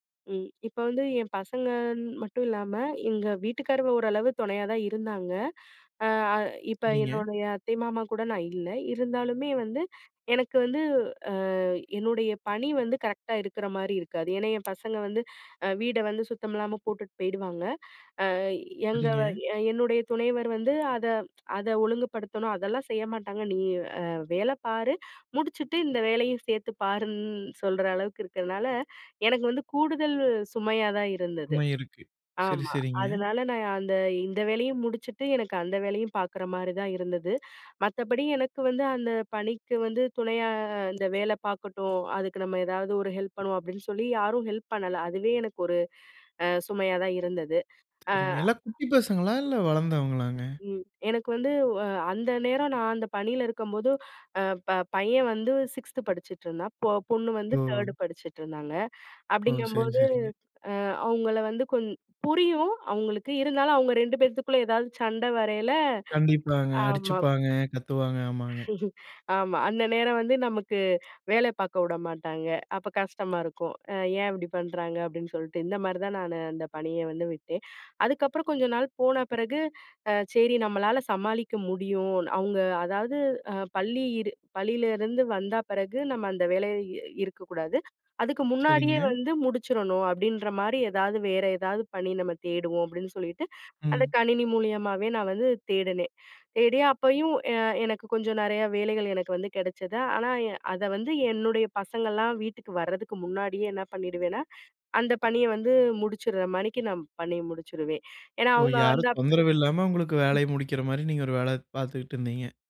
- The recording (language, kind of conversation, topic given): Tamil, podcast, வேலைத் தேர்வு காலத்தில் குடும்பத்தின் அழுத்தத்தை நீங்கள் எப்படி சமாளிப்பீர்கள்?
- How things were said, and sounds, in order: tapping; drawn out: "பாருன்னு"; drawn out: "துணையா"; bird; anticipating: "சரிங்க. எல்லா குட்டி பசங்களா? இல்ல வளர்ந்தவங்களாங்க?"; other noise; laugh; "வந்த" said as "வந்தா"; drawn out: "வேலை"; "முடிச்சுடுறமாரி" said as "முடிச்சுடுற மாணிக்கு"